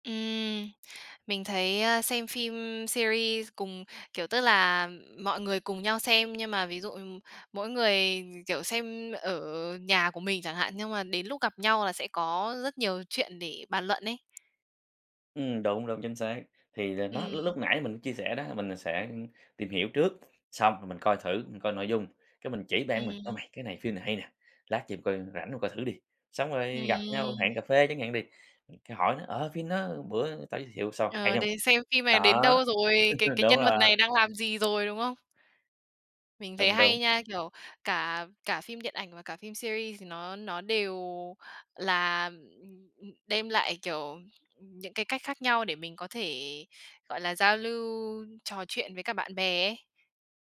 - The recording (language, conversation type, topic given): Vietnamese, podcast, Bạn thích xem phim điện ảnh hay phim truyền hình dài tập hơn, và vì sao?
- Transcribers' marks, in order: tapping; in English: "series"; other background noise; chuckle; in English: "series"